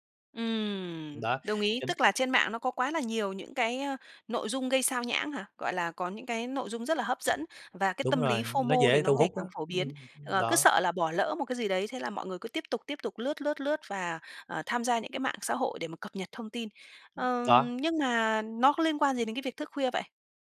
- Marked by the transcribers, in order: tapping; other background noise; in English: "FO-MO"
- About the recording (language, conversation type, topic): Vietnamese, podcast, Bạn có mẹo đơn giản nào dành cho người mới bắt đầu không?